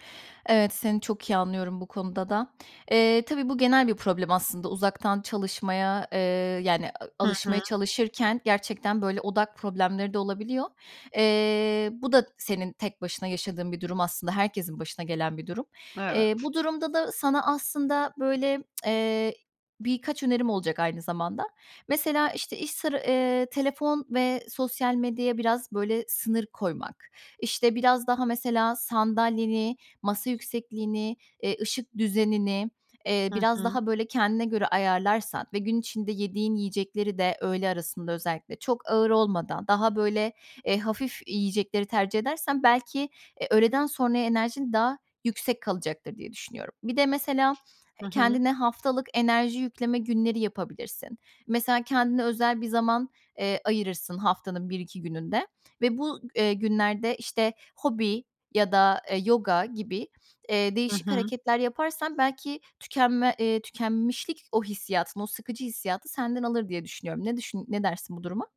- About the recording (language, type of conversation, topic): Turkish, advice, Uzaktan çalışmaya geçiş sürecinizde iş ve ev sorumluluklarınızı nasıl dengeliyorsunuz?
- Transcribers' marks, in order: tsk; other background noise